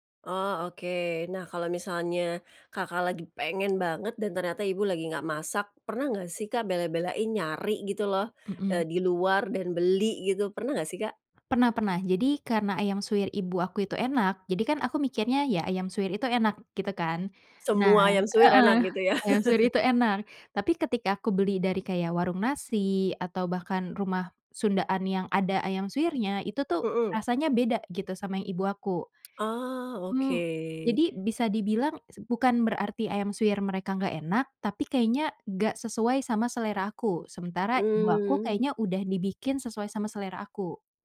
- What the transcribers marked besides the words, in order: other background noise; chuckle; tapping; tsk
- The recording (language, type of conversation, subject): Indonesian, podcast, Apa tradisi makanan yang selalu ada di rumahmu saat Lebaran atau Natal?